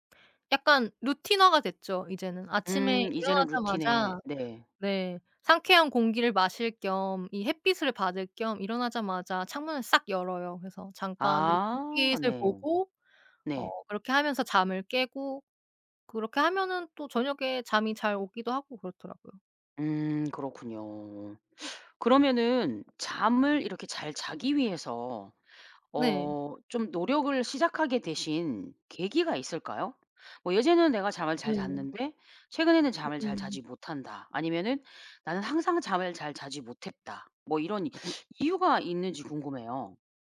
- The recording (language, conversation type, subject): Korean, podcast, 잠을 잘 자려면 평소에 어떤 습관을 지키시나요?
- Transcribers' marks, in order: background speech; tapping; other background noise